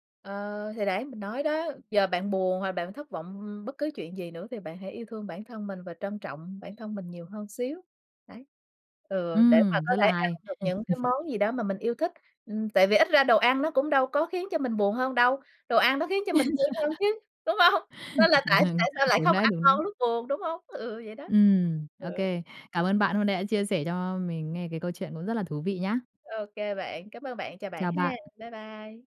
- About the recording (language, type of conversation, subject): Vietnamese, podcast, Khi buồn, bạn thường ăn món gì để an ủi?
- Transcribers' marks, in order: other background noise; chuckle; tapping; laugh; laughing while speaking: "đúng không?"; chuckle; laughing while speaking: "Ừ"